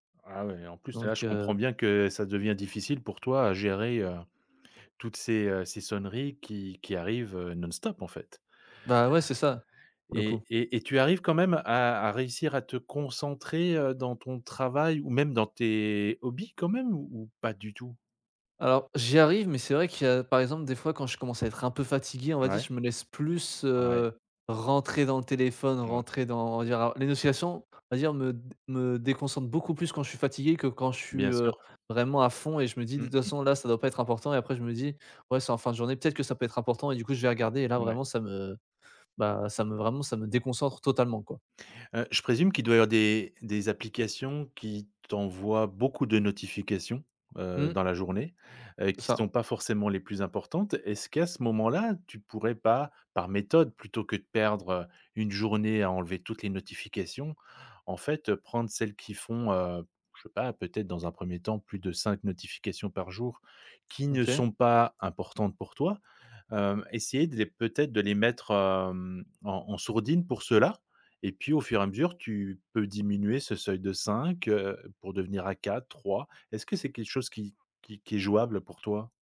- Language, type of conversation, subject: French, advice, Comment les notifications constantes nuisent-elles à ma concentration ?
- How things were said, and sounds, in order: stressed: "concentrer"; other background noise; stressed: "rentrer"; tapping